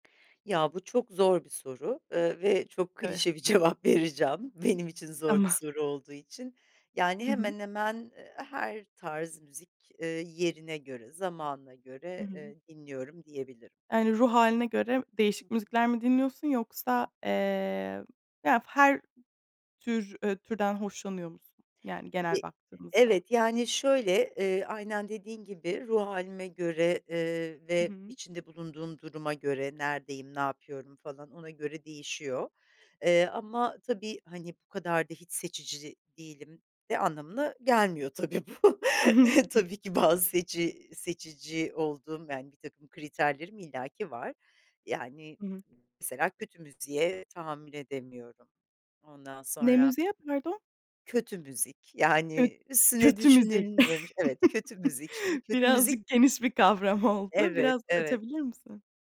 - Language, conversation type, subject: Turkish, podcast, Müzik zevkini en çok kim etkiledi: ailen mi, arkadaşların mı?
- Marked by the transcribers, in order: other background noise; chuckle; laughing while speaking: "tabii bu"; tapping; chuckle